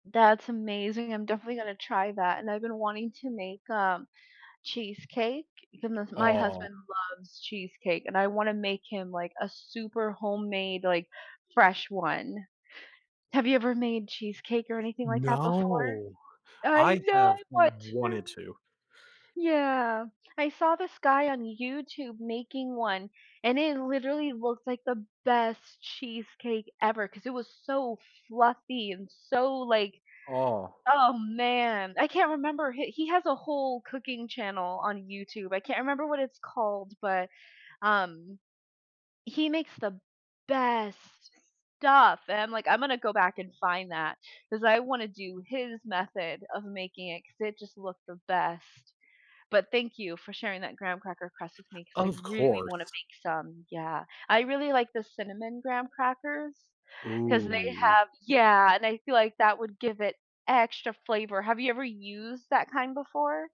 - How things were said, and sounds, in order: other background noise; tapping; unintelligible speech; stressed: "best"; stressed: "best stuff"
- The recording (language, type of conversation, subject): English, unstructured, What makes a meal truly memorable for you?
- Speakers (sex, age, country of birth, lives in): female, 35-39, United States, United States; male, 20-24, United States, United States